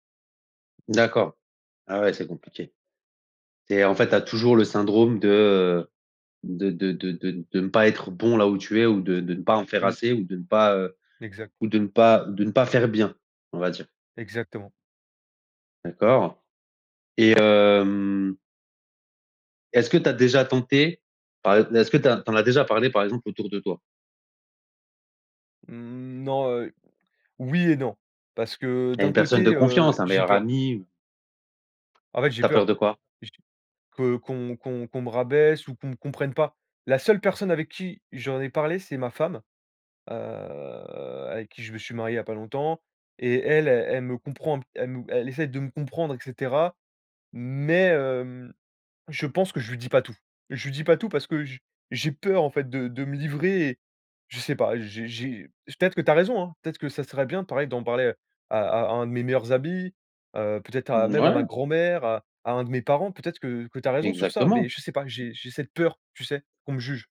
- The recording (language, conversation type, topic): French, advice, Comment votre confiance en vous s’est-elle effondrée après une rupture ou un échec personnel ?
- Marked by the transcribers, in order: other background noise; drawn out: "heu"; stressed: "Mais"; stressed: "peur"